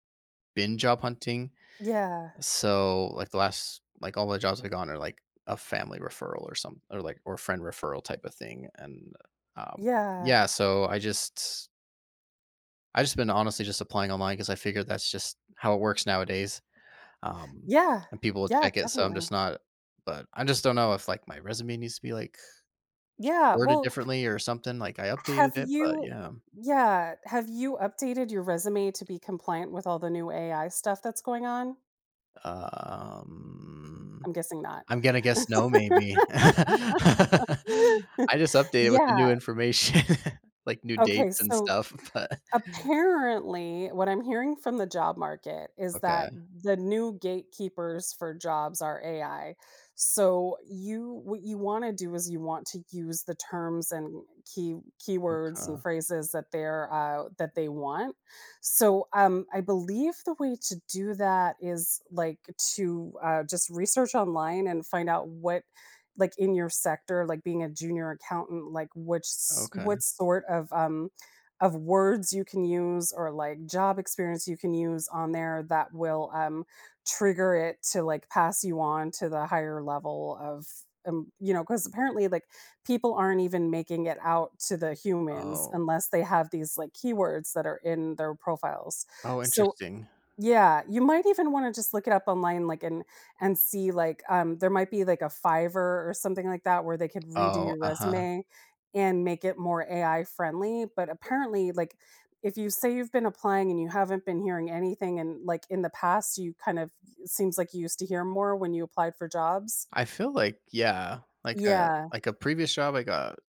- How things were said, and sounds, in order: tapping; drawn out: "Um"; laugh; laugh; laughing while speaking: "information"; laughing while speaking: "but"
- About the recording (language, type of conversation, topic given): English, advice, How can I reduce stress and manage debt when my finances feel uncertain?